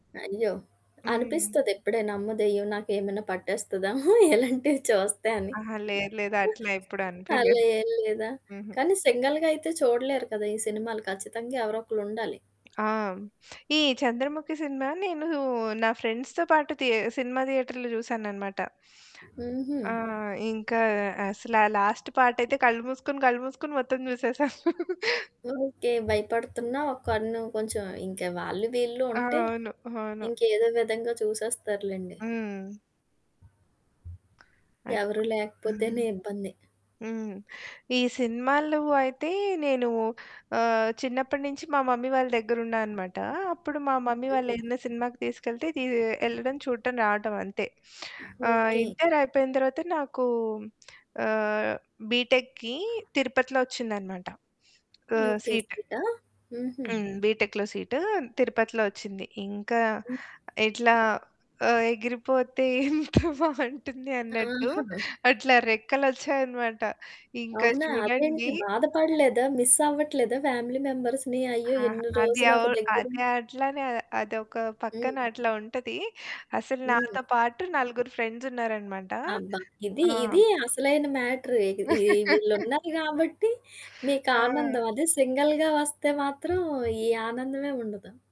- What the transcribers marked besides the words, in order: static; chuckle; other background noise; chuckle; in English: "సింగిల్‌గా"; in English: "ఫ్రెండ్స్‌తో"; in English: "థియేటర్‌లో"; in English: "లాస్ట్ పార్ట్"; chuckle; in English: "మమ్మీ"; in English: "మమ్మీ"; in English: "బీటెక్‌కి"; in English: "సీట్"; in English: "బీటెక్‌లో"; laughing while speaking: "ఎగిరిపోతే ఎంత బావుంటుంది"; singing: "ఎగిరిపోతే ఎంత బావుంటుంది"; in English: "మిస్"; in English: "ఫ్యామిలీ మెంబర్స్‌ని?"; in English: "ఫ్రెండ్స్"; laugh; in English: "సింగిల్‌గా"
- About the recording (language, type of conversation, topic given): Telugu, podcast, సినిమాలు, పాటలు మీకు ఎలా స్ఫూర్తి ఇస్తాయి?